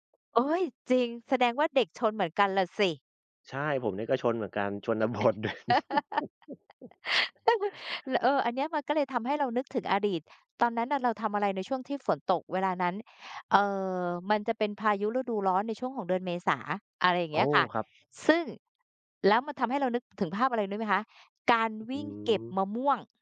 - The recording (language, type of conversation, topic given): Thai, unstructured, มีกลิ่นหรือเสียงอะไรที่ทำให้คุณนึกถึงอดีตบ้าง?
- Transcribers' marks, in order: chuckle; laughing while speaking: "บท ด"; chuckle